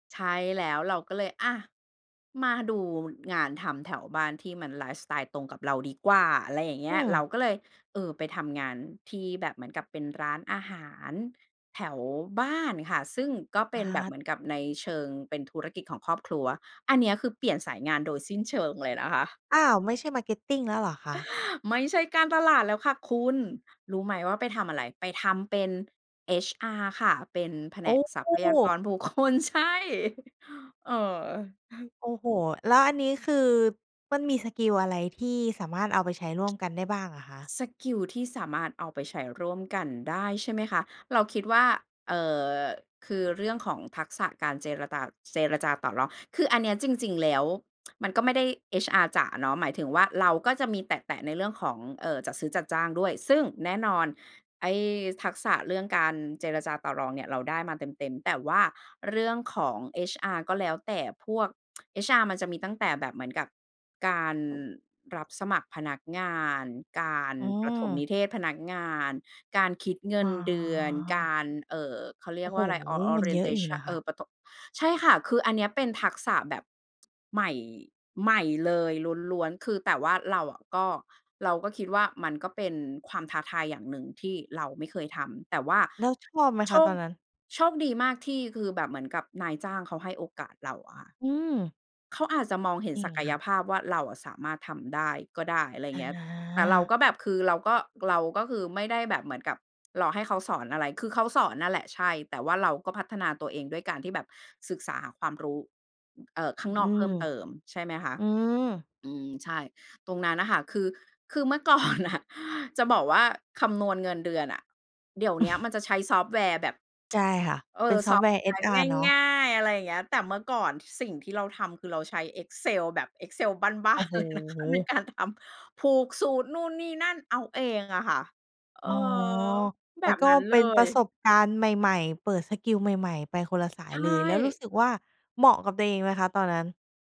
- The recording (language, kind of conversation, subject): Thai, podcast, เราจะหางานที่เหมาะกับตัวเองได้อย่างไร?
- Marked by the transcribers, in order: laughing while speaking: "คล"; chuckle; tsk; tsk; tsk; laughing while speaking: "ก่อน"; tsk; laughing while speaking: "บ้าน ๆ เลยนะคะ ในการทำ"